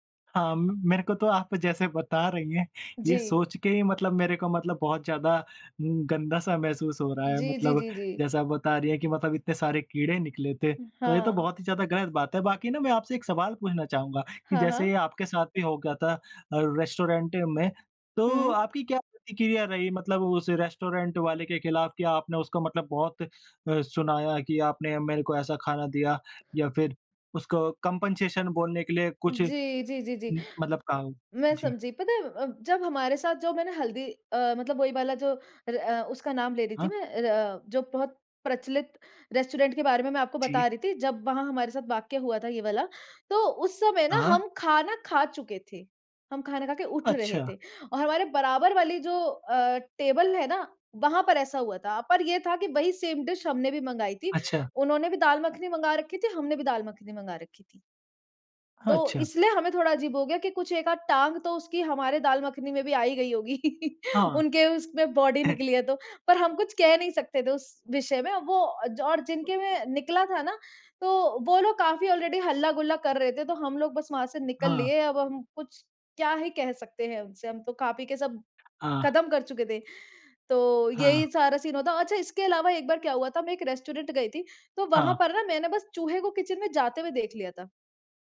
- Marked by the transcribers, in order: in English: "रेस्टोरेंट"; in English: "रेस्टोरेंट"; in English: "कम्पेंसेशन"; in English: "सेम डिश"; laugh; in English: "बॉडी"; chuckle; other background noise; in English: "ऑलरेडी"; in English: "सीन"; in English: "रेस्टोरेंट"; in English: "किचन"
- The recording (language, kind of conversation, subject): Hindi, unstructured, क्या आपको कभी खाना खाते समय उसमें कीड़े या गंदगी मिली है?